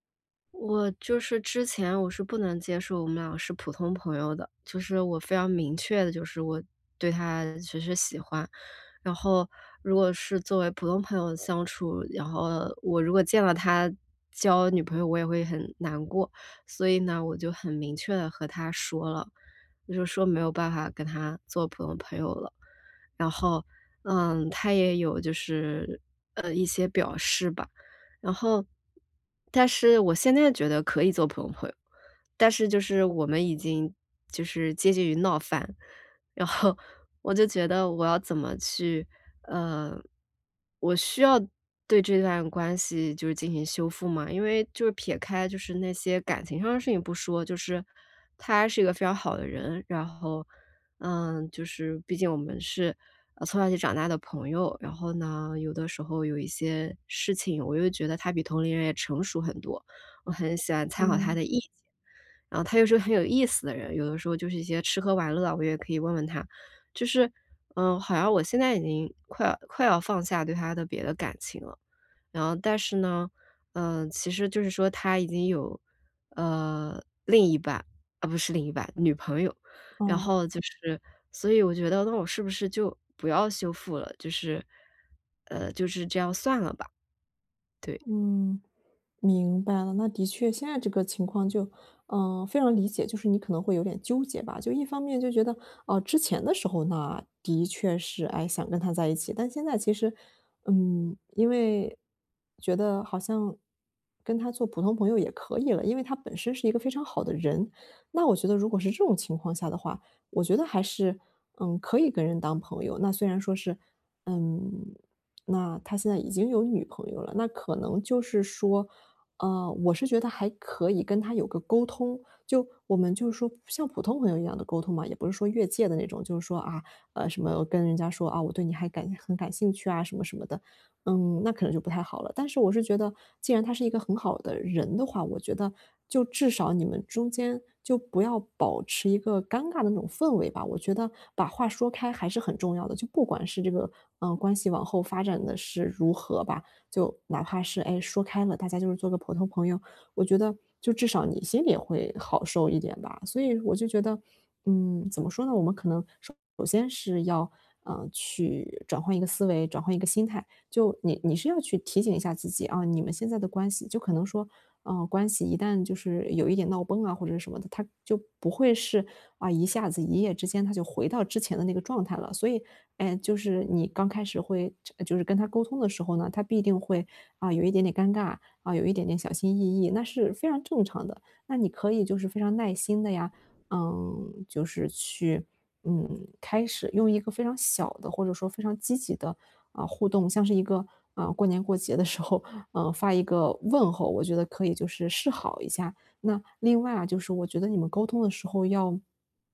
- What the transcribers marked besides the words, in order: laughing while speaking: "然后"; other background noise; laughing while speaking: "的时候"
- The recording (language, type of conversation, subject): Chinese, advice, 我和朋友闹翻了，想修复这段关系，该怎么办？